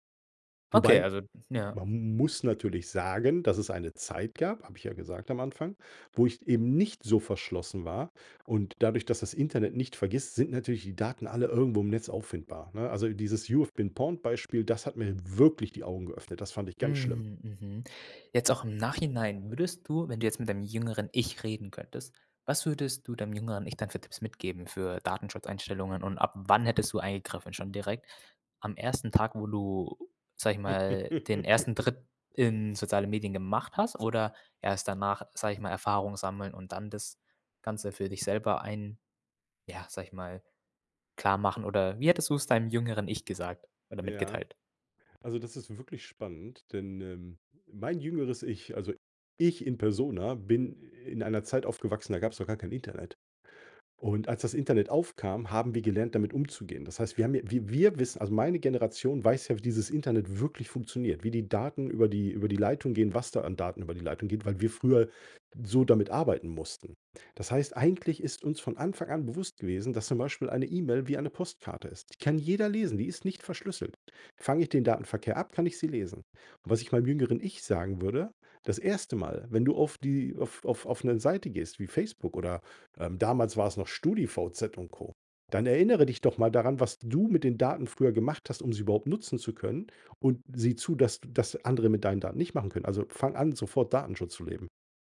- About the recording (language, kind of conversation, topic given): German, podcast, Wie wichtig sind dir Datenschutz-Einstellungen in sozialen Netzwerken?
- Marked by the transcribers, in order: stressed: "nicht"; stressed: "wirklich"; laugh